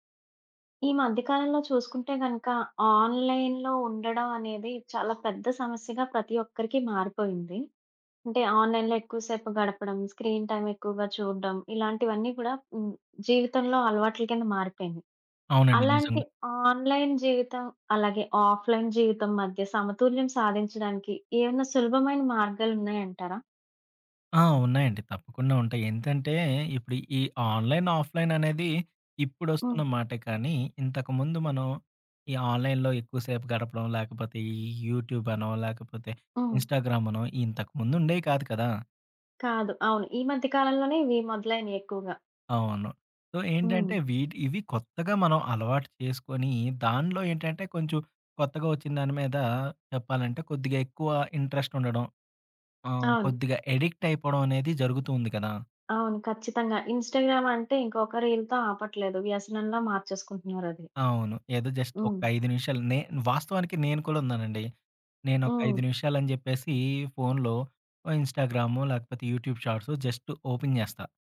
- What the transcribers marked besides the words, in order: in English: "ఆన్‌లైన్‌లో"; in English: "ఆన్‌లైన్‌లో"; in English: "స్క్రీన్ టైమ్"; in English: "ఆన్‌లైన్"; in English: "ఆఫ్‌లైన్"; in English: "ఆన్‌లైన్, ఆఫ్‌లైన్"; in English: "ఆన్‌లైన్‌లో"; in English: "సో"; "కొంచెం" said as "కొంచు"; other background noise; in English: "ఇన్స్టగ్రామ్"; in English: "రీల్‌తో"; in English: "జస్ట్"; in English: "యూట్యూబ్"; in English: "ఓపెన్"
- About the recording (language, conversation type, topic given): Telugu, podcast, ఆన్‌లైన్, ఆఫ్‌లైన్ మధ్య సమతుల్యం సాధించడానికి సులభ మార్గాలు ఏవిటి?